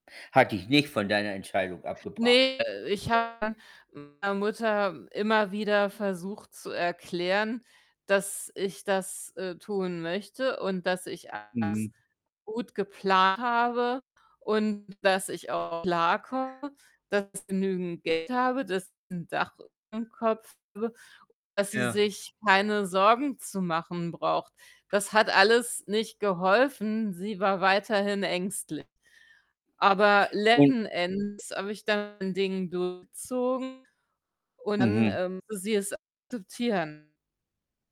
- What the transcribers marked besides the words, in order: static; distorted speech; other background noise
- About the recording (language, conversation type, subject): German, unstructured, Wie gehst du damit um, wenn deine Familie deine Entscheidungen nicht akzeptiert?